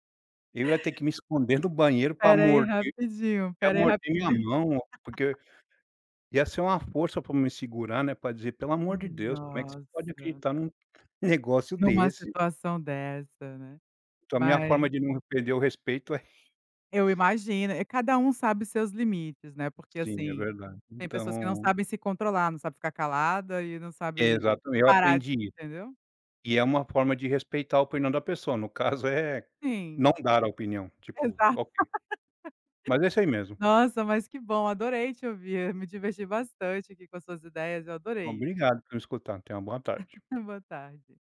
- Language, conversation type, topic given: Portuguese, podcast, Como lidar com diferenças de opinião sem perder respeito?
- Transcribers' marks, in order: laugh; laugh; laugh